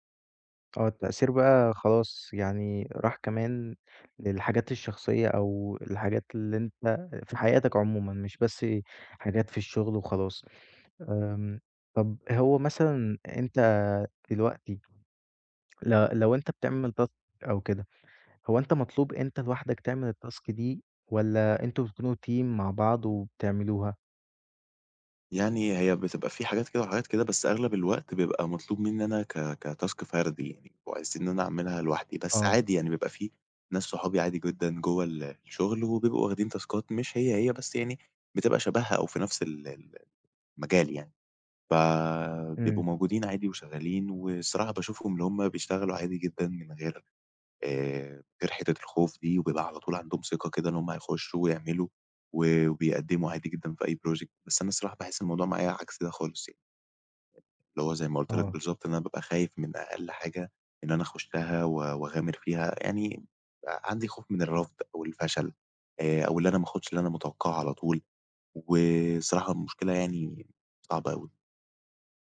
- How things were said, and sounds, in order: in English: "task"; in English: "الtask"; in English: "team"; in English: "كtask"; in English: "تاسكات"; in English: "project"; tapping
- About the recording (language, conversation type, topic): Arabic, advice, إزاي الخوف من الفشل بيمنعك تبدأ تحقق أهدافك؟